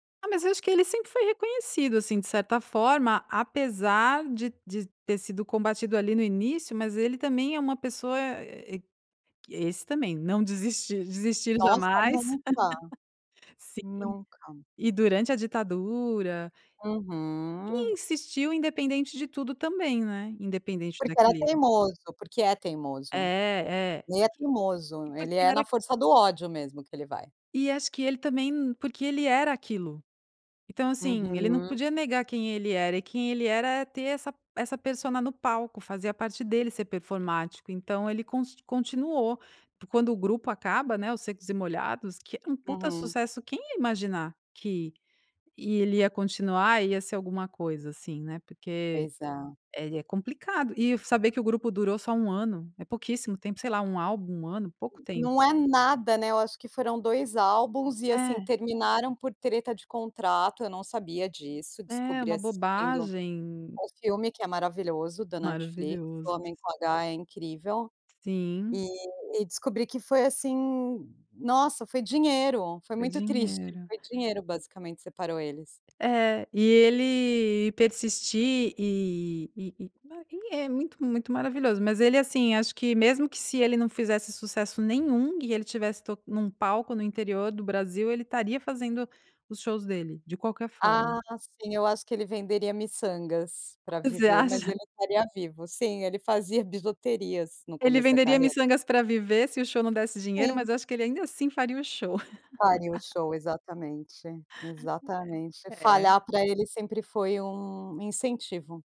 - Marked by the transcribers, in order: laugh; drawn out: "Uhum"; other background noise; tapping; laughing while speaking: "Você acha?"; laugh
- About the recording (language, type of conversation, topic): Portuguese, podcast, Quando é a hora certa de tentar novamente depois de falhar?